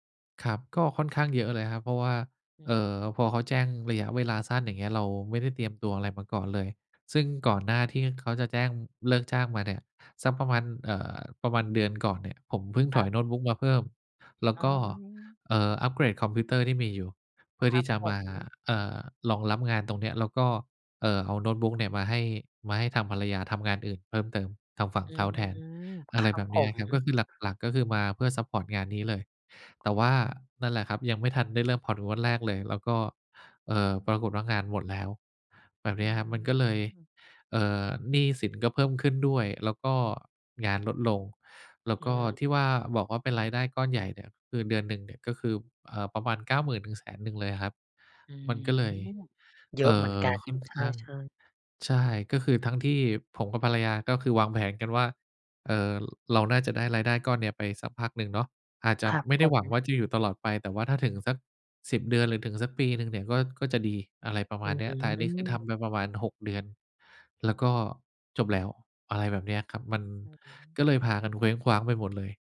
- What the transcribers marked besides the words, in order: other background noise; in English: "ซัปพอร์ต"; drawn out: "อืม"
- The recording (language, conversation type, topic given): Thai, advice, คุณมีประสบการณ์อย่างไรกับการตกงานกะทันหันและความไม่แน่นอนเรื่องรายได้?